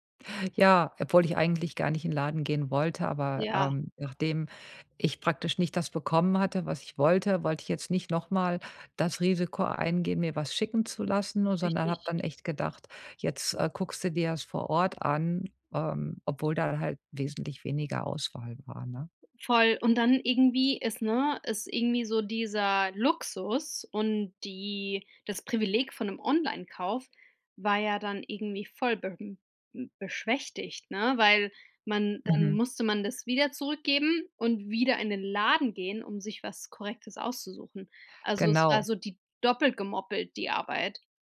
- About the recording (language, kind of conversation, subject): German, advice, Wie kann ich Fehlkäufe beim Online- und Ladenkauf vermeiden und besser einkaufen?
- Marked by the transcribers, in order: none